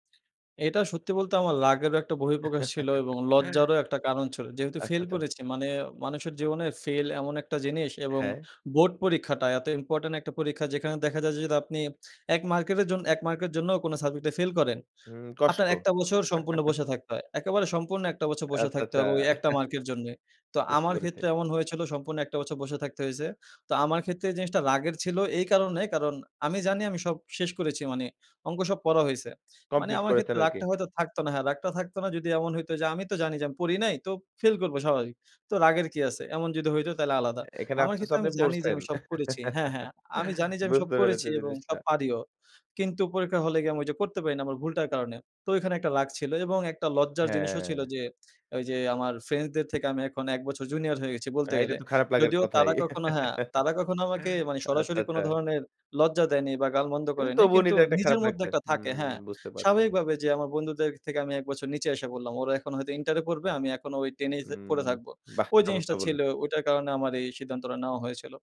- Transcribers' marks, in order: other background noise; "লাকেরও" said as "লাগেরও"; chuckle; chuckle; chuckle; chuckle; tapping; chuckle
- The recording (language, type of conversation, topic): Bengali, podcast, তুমি কীভাবে পুরনো শেখা ভুল অভ্যাসগুলো ছেড়ে নতুনভাবে শিখছো?